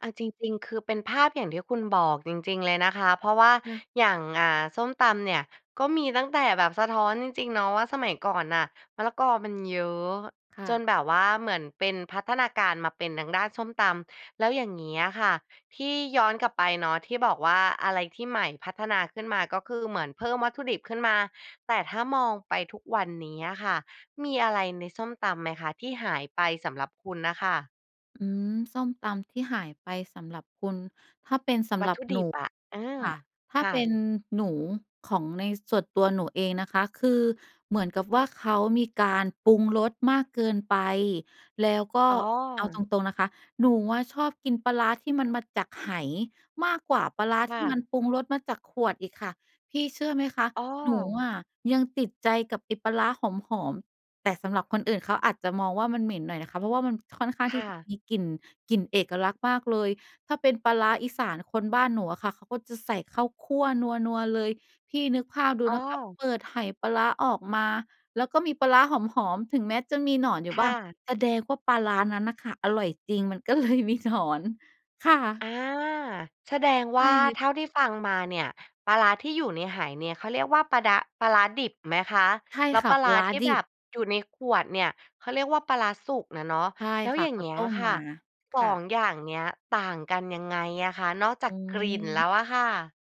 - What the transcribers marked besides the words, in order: laughing while speaking: "มันก็เลยมีหนอน"
- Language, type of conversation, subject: Thai, podcast, อาหารแบบบ้าน ๆ ของครอบครัวคุณบอกอะไรเกี่ยวกับวัฒนธรรมของคุณบ้าง?